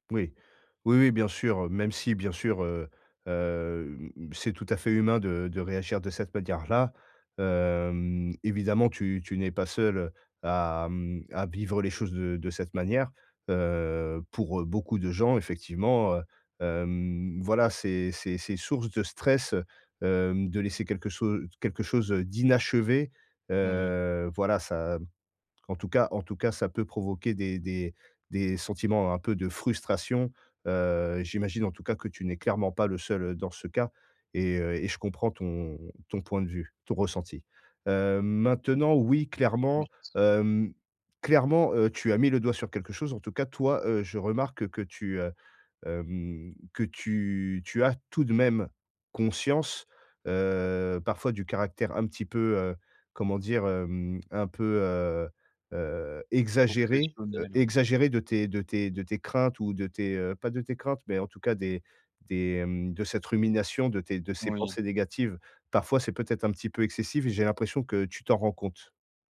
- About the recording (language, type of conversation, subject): French, advice, Comment puis-je arrêter de ruminer sans cesse mes pensées ?
- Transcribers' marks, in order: drawn out: "Hem"